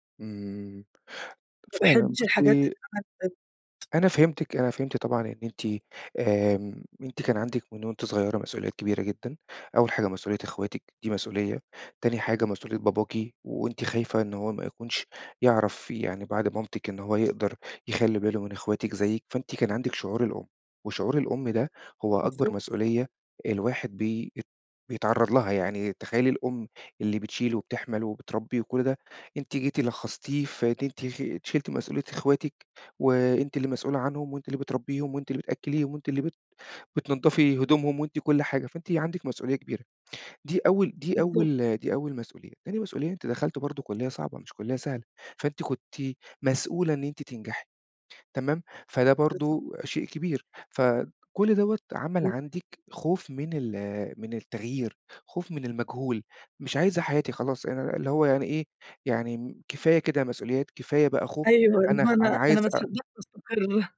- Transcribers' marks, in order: unintelligible speech; tapping; unintelligible speech; chuckle
- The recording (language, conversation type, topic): Arabic, advice, صعوبة قبول التغيير والخوف من المجهول